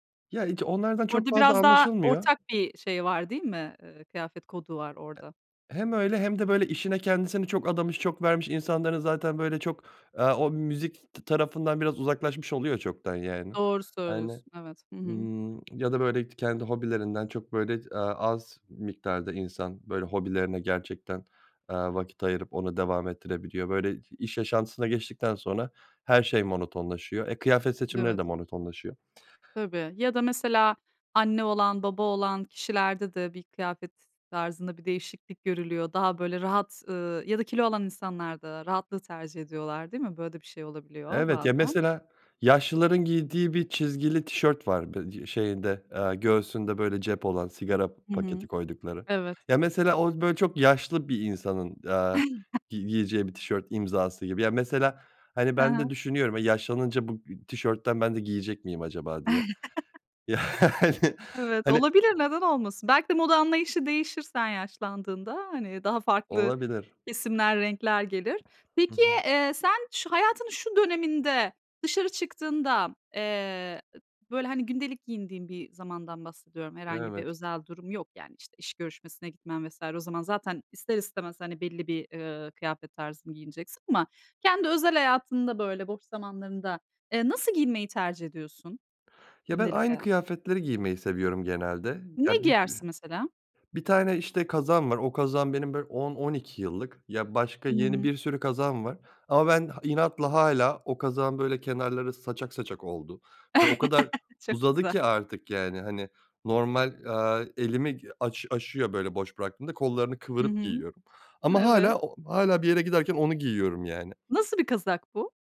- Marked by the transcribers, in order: tapping; other background noise; unintelligible speech; chuckle; chuckle; laughing while speaking: "Yani"; chuckle
- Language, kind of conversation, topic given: Turkish, podcast, Hangi parça senin imzan haline geldi ve neden?